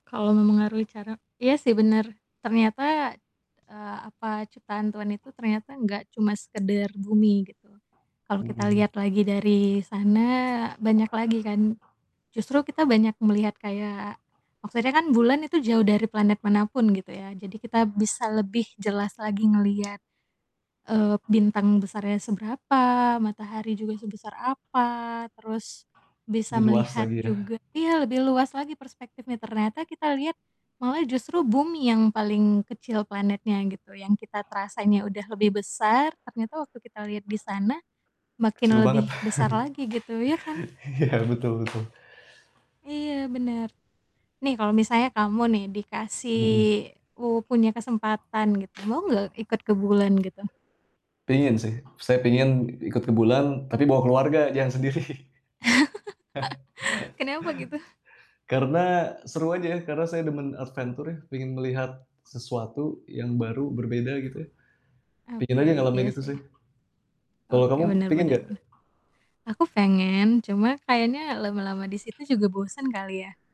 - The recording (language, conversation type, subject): Indonesian, unstructured, Bagaimana pendapatmu tentang perjalanan manusia pertama ke bulan?
- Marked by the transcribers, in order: static; other background noise; tapping; distorted speech; chuckle; background speech; laugh; laughing while speaking: "sendiri"; laugh; in English: "arventure"; "adventure" said as "arventure"